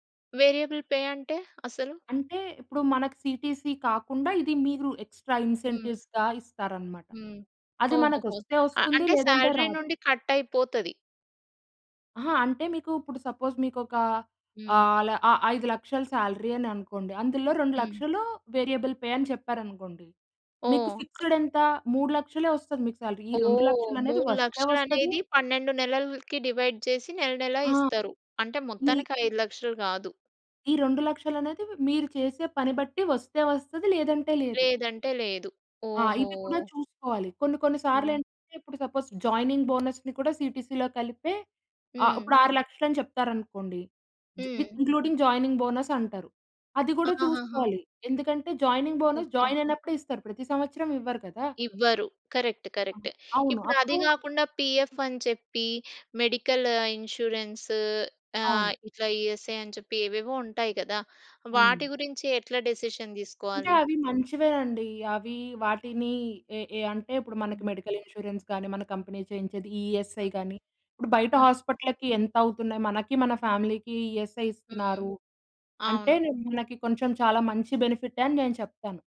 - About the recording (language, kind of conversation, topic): Telugu, podcast, సుఖవంతమైన జీతం కన్నా కెరీర్‌లో వృద్ధిని ఎంచుకోవాలా అని మీరు ఎలా నిర్ణయిస్తారు?
- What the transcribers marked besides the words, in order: in English: "వేరియబుల్ పే"; in English: "సీటీసీ"; in English: "ఎక్స్ట్రా ఇన్సెంటివ్స్‌గా"; in English: "సాలరీ"; in English: "కట్"; in English: "సపోజ్"; in English: "సాలరీ"; in English: "వేరియబుల్ పే"; in English: "ఫిక్స్డ్"; in English: "సాలరీ"; in English: "డివైడ్"; in English: "సపోజ్ జాయినింగ్ బోనస్‌ని"; in English: "సీటీసీ‌లో"; in English: "విత్ ఇంక్లూడింగ్ జాయినింగ్ బోనస్"; in English: "జాయినింగ్ బోనస్ జాయిన్"; in English: "కరెక్ట్. కరెక్ట్"; in English: "పిఎఫ్"; in English: "మెడికల్ ఇన్స్యూరెన్స్"; in English: "ఈఎస్ఐ"; in English: "డెసిషన్"; in English: "మెడికల్ ఇన్స్యూరెన్స్"; in English: "కంపెనీ"; in English: "ఈఎస్ఐ"; other noise; in English: "ఫ్యామిలీకి ఈఎస్ఐ"